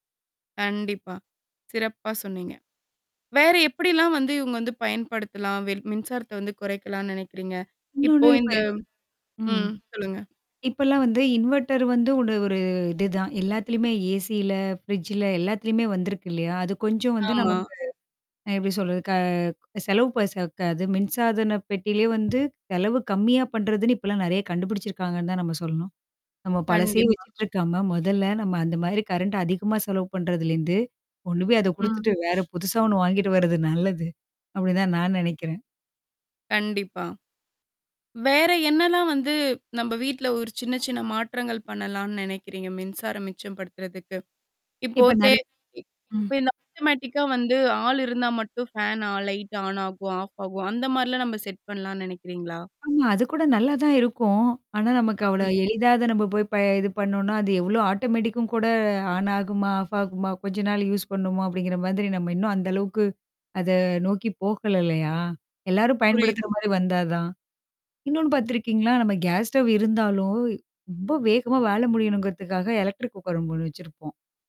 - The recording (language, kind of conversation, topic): Tamil, podcast, மின்சாரச் செலவைக் குறைக்க தினசரி பழக்கங்களில் நாம் எந்த மாற்றங்களை செய்யலாம்?
- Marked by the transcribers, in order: distorted speech; in English: "இன்வெர்ட்டர்"; in English: "ஏசில, ஃப்ரிட்ஜல"; mechanical hum; other background noise; in English: "கரண்ட்"; other noise; in English: "ஆட்டோமேட்டிக்கா"; in English: "ஃபேன் ஆ லைட் ஆன்"; in English: "ஆஃப்"; in English: "செட்"; in English: "ஆட்டோமேட்டிக்கும்"; in English: "ஆன்"; in English: "ஆஃப்"; in English: "யூஸ்"; in English: "கேஸ் ஸ்டவ்"; in English: "எலக்ட்ரிக் குக்கர்"